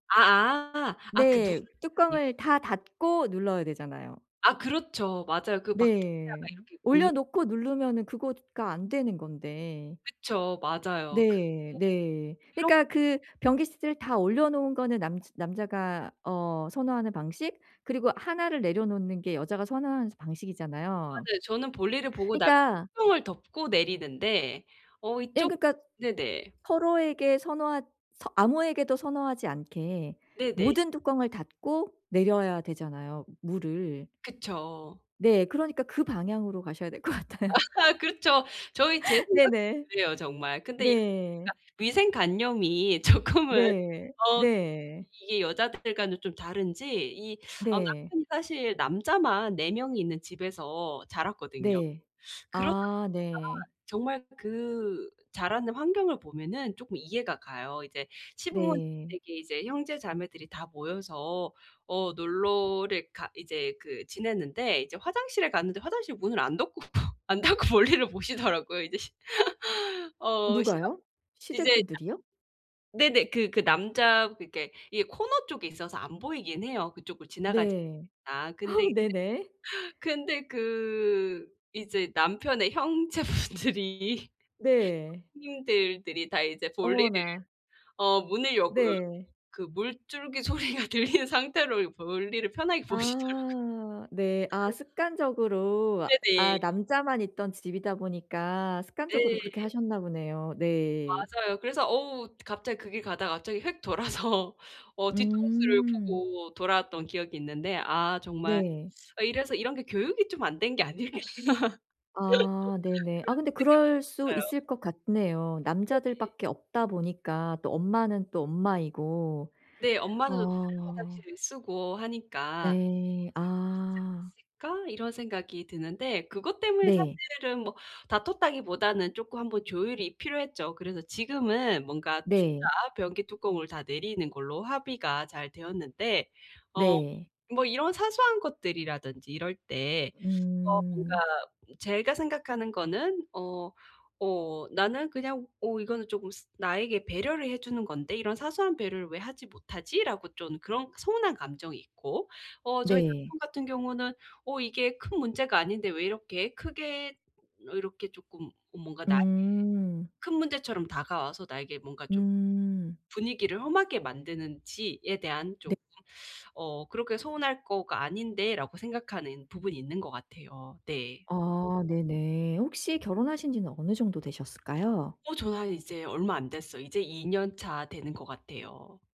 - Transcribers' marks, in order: unintelligible speech; other background noise; laughing while speaking: "것 같아요"; laughing while speaking: "아하"; laugh; laughing while speaking: "조금은"; tapping; laughing while speaking: "어우"; laughing while speaking: "형제분들이"; laughing while speaking: "소리가 들린"; laughing while speaking: "보시더라고요"; laughing while speaking: "아닐까"; laugh
- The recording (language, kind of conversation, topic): Korean, advice, 다툴 때 서로의 감정을 어떻게 이해할 수 있을까요?